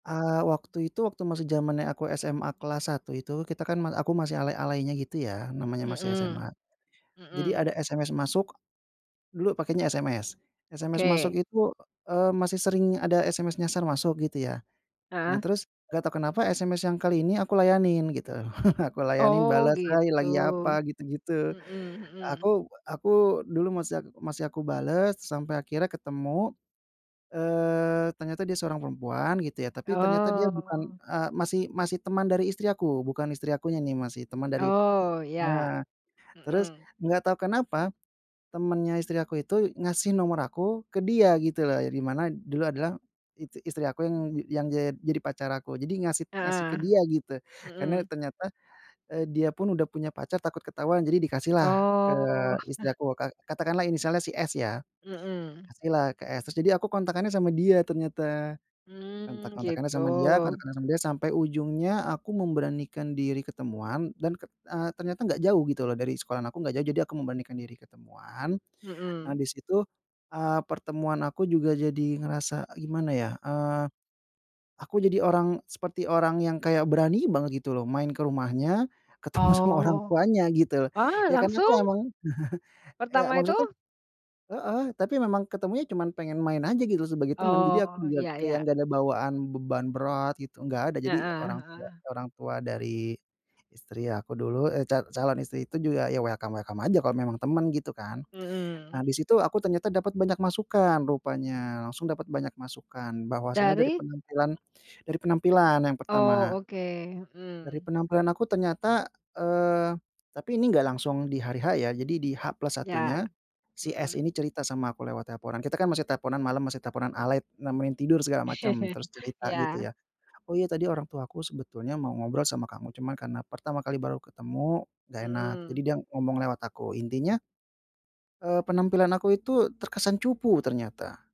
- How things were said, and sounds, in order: chuckle; chuckle; other background noise; laughing while speaking: "ketemu"; chuckle; tapping; in English: "welcome-welcome"; chuckle
- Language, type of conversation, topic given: Indonesian, podcast, Pernahkah kamu bertemu seseorang yang mengubah hidupmu secara kebetulan?